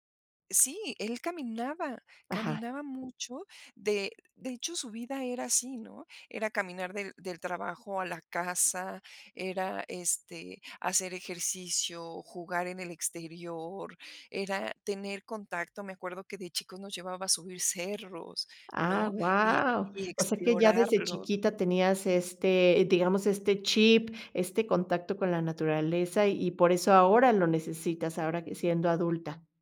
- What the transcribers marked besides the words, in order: none
- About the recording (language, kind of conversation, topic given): Spanish, podcast, ¿Alguna vez la naturaleza te enseñó a tener paciencia y cómo fue?